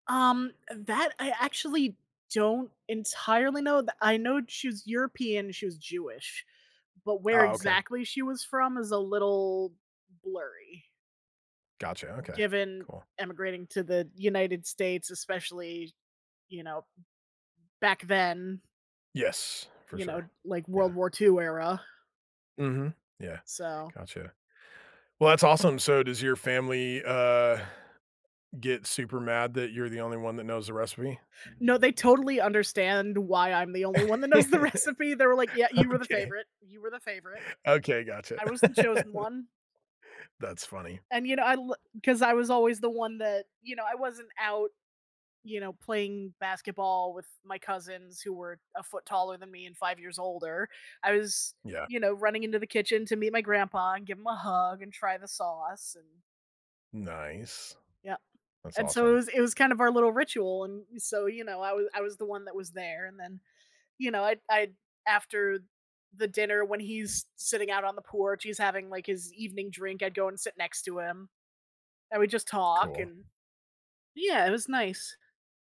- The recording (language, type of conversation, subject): English, unstructured, How can I recreate the foods that connect me to my childhood?
- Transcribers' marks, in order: other background noise; laughing while speaking: "that knows the recipe"; laugh; laughing while speaking: "Okay"; laugh